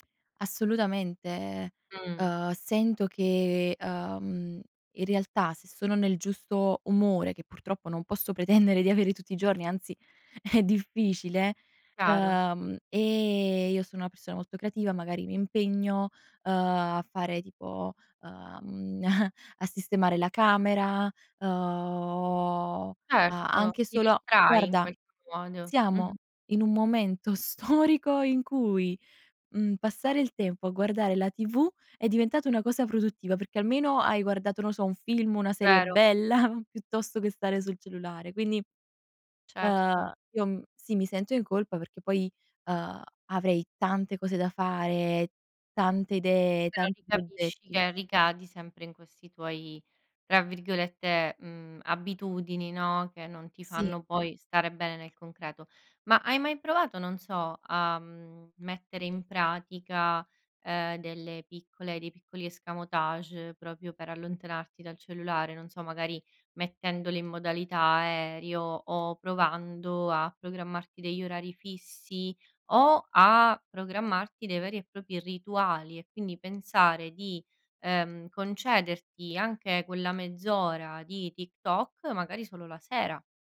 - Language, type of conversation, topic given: Italian, podcast, Cosa ti aiuta a spegnere il telefono e a staccare davvero?
- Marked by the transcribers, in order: laughing while speaking: "pretendere"; laughing while speaking: "è difficile"; chuckle; laughing while speaking: "storico"; chuckle; "proprio" said as "propio"; "aereo" said as "aerio"; tapping; "propri" said as "propi"